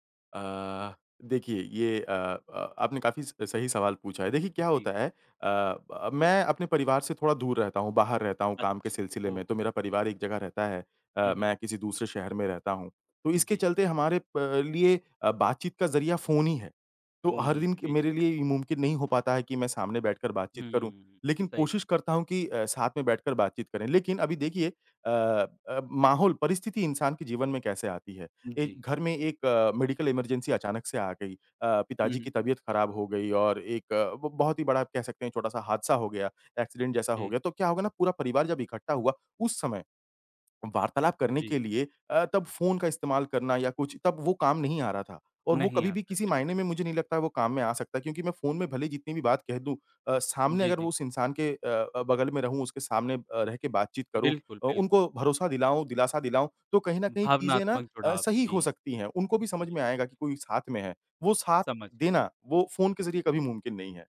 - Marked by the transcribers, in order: other background noise; in English: "मेडिकल इमरजेंसी"; tapping; in English: "एक्सीडेंट"
- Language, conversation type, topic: Hindi, podcast, फ़ोन और सामाजिक मीडिया के कारण प्रभावित हुई पारिवारिक बातचीत को हम कैसे बेहतर बना सकते हैं?